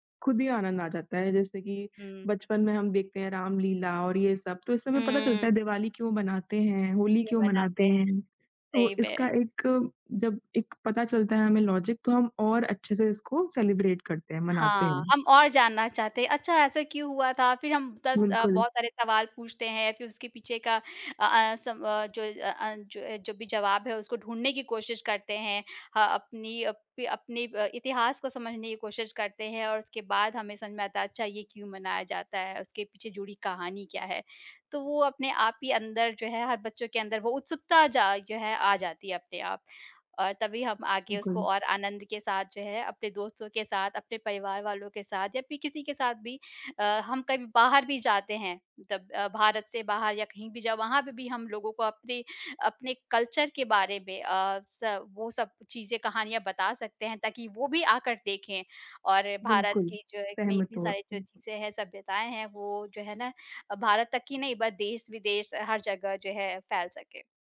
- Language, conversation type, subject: Hindi, podcast, बचपन में आपके घर की कौन‑सी परंपरा का नाम आते ही आपको तुरंत याद आ जाती है?
- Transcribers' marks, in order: tapping; in English: "लॉजिक"; in English: "सेलिब्रेट"; in English: "कल्चर"; other background noise; in English: "बट"